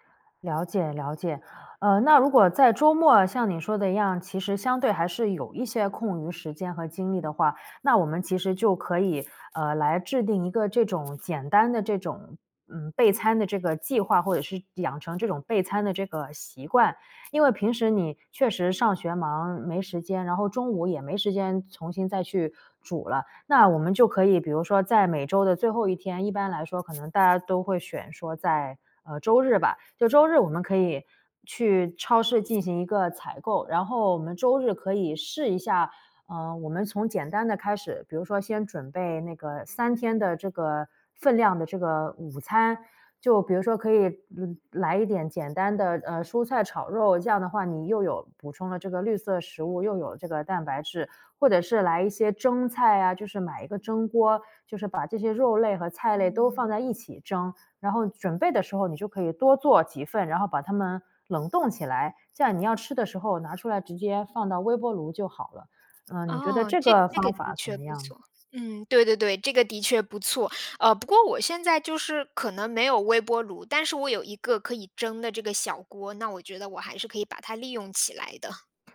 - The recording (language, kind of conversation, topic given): Chinese, advice, 你想如何建立稳定规律的饮食和备餐习惯？
- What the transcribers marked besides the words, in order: other background noise; laughing while speaking: "的"